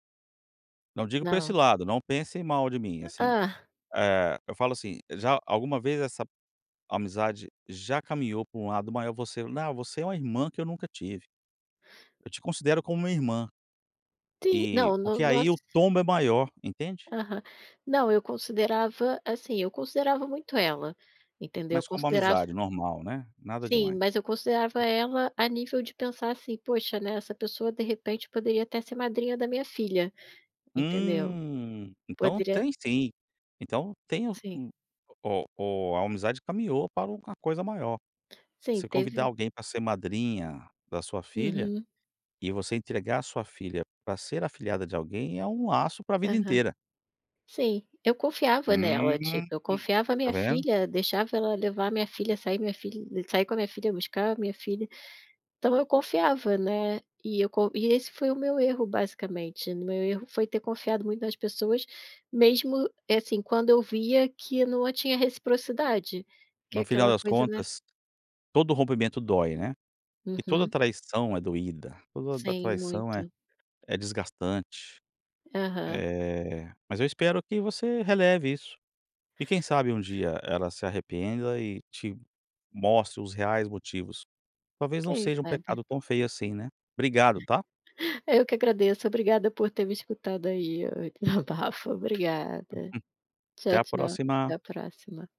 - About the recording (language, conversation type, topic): Portuguese, podcast, Qual foi o erro que você cometeu e que mais te ensinou?
- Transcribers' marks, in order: other noise; tapping; chuckle; laughing while speaking: "o desabafo"; chuckle